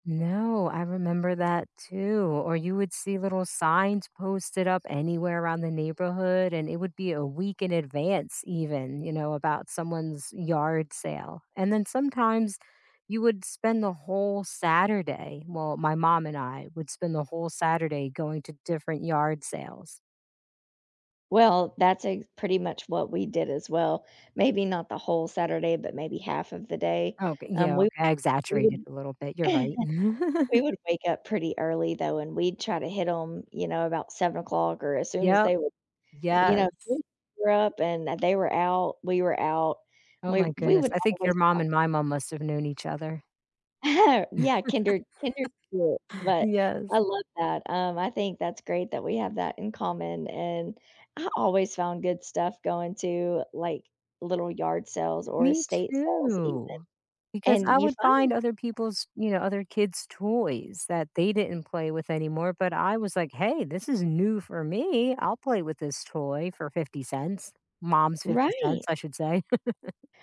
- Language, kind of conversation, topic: English, unstructured, Which childhood place still lives in your memory, and what about it still pulls you back?
- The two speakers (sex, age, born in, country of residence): female, 35-39, United States, United States; female, 40-44, United States, United States
- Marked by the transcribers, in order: laugh; other background noise; laugh; tapping; laugh; chuckle; unintelligible speech; laugh